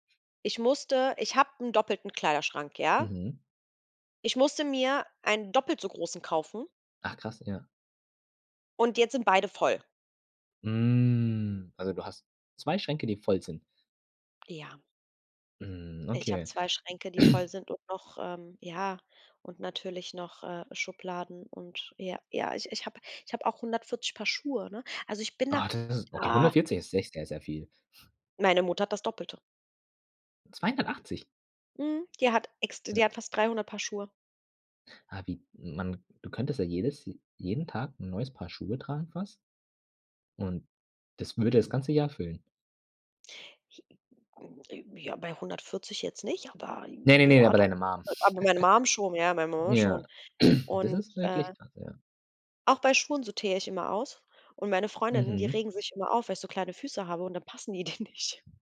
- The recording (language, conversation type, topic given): German, podcast, Wie gehst du beim Ausmisten normalerweise vor?
- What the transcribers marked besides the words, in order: drawn out: "Hm"; throat clearing; put-on voice: "ah"; other noise; unintelligible speech; chuckle; throat clearing; unintelligible speech; laughing while speaking: "denen nicht"; other background noise